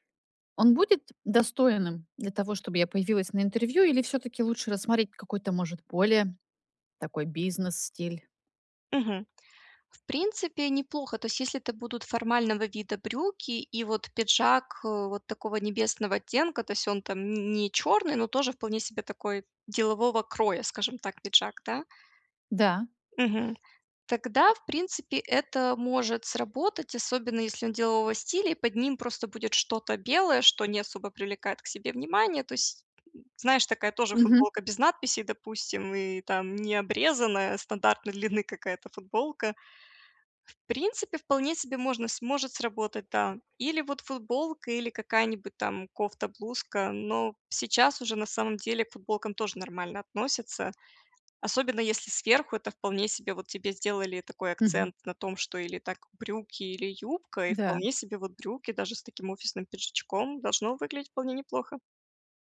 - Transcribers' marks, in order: tapping; laughing while speaking: "длины"
- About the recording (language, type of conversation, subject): Russian, advice, Как справиться с тревогой перед важными событиями?